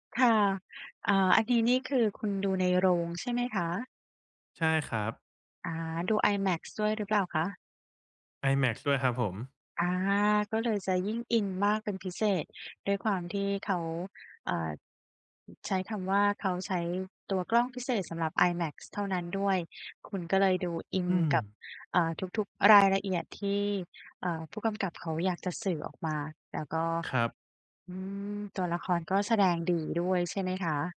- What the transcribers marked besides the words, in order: other background noise
- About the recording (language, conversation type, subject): Thai, advice, คุณรู้สึกเบื่อและไม่รู้จะเลือกดูหรือฟังอะไรดีใช่ไหม?